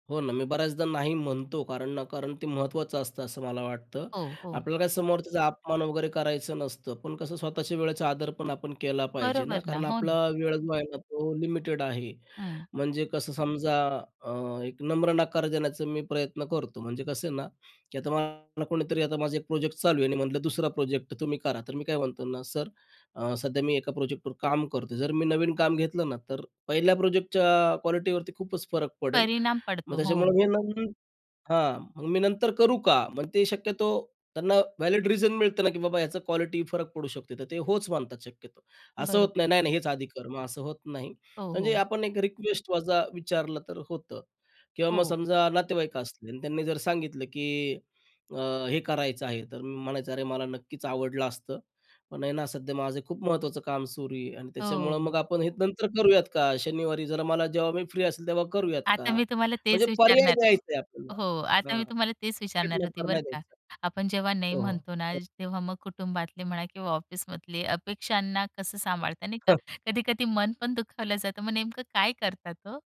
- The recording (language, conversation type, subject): Marathi, podcast, वेळ कमी असताना तुम्ही तुमचा वेळ कसा विभागता?
- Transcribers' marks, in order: other background noise; other noise; tapping